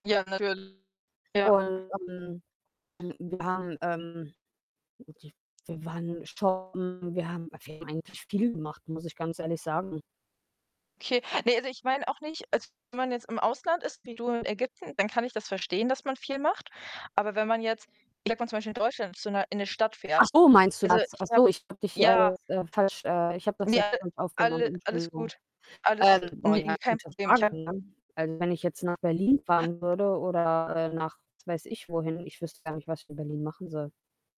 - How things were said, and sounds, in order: distorted speech; static; unintelligible speech; hiccup
- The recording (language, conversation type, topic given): German, unstructured, Welches Reiseziel hat dich am meisten überrascht?